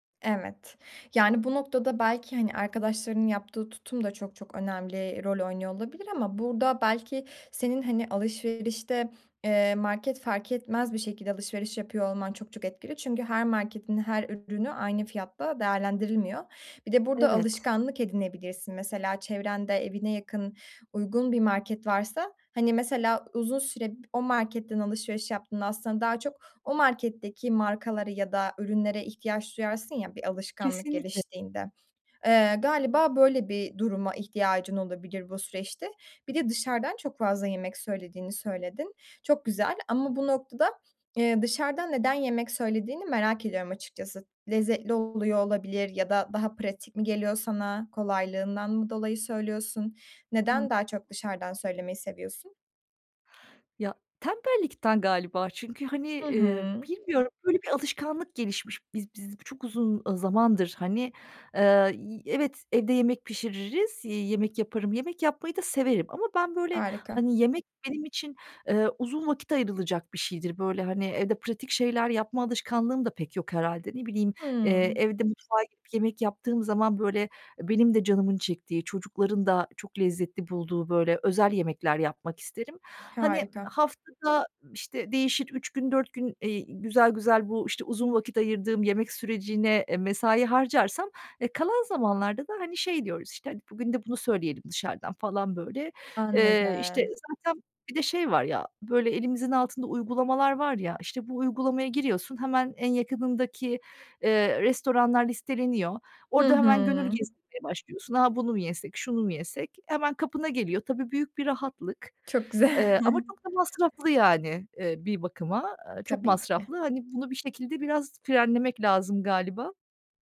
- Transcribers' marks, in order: other background noise; laughing while speaking: "güzel"
- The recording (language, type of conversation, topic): Turkish, advice, Bütçemi ve tasarruf alışkanlıklarımı nasıl geliştirebilirim ve israfı nasıl önleyebilirim?
- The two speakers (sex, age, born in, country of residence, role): female, 20-24, Turkey, Germany, advisor; female, 40-44, Turkey, Germany, user